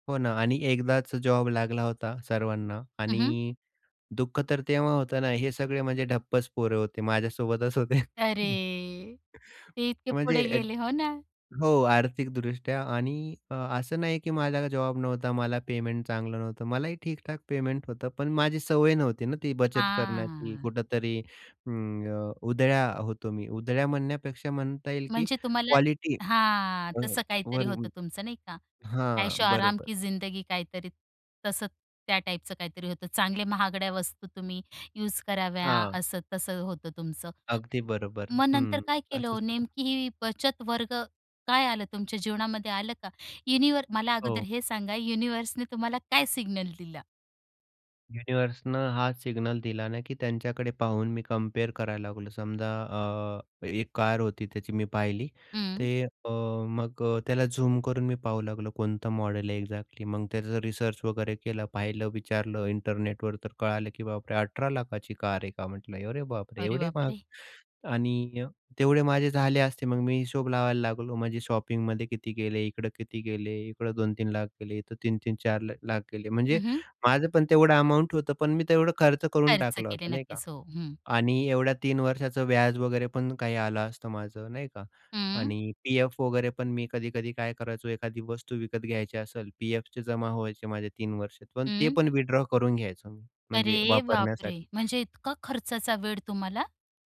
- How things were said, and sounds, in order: drawn out: "अरे!"; laughing while speaking: "माझ्यासोबतच होते"; drawn out: "हां"; drawn out: "हां"; unintelligible speech; in Hindi: "ऐशो आराम की जिंदगी"; unintelligible speech; other background noise; in English: "एक्झॅक्टली"; in English: "रिसर्च"; in English: "शॉपिंग"; in English: "विथड्रॉ"; drawn out: "अरे"
- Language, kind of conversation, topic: Marathi, podcast, आर्थिक बचत आणि रोजच्या खर्चात तुला समतोल कसा साधावा असं वाटतं?